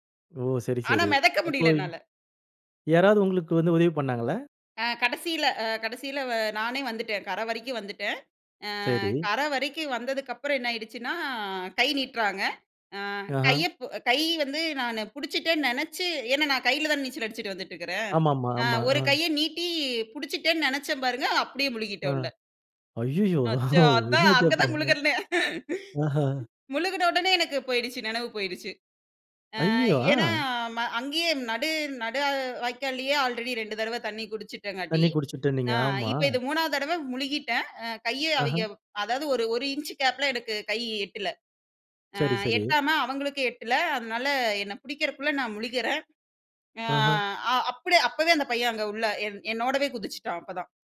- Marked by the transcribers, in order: laugh; other noise
- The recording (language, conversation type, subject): Tamil, podcast, அவசரநிலையில் ஒருவர் உங்களை காப்பாற்றிய அனுபவம் உண்டா?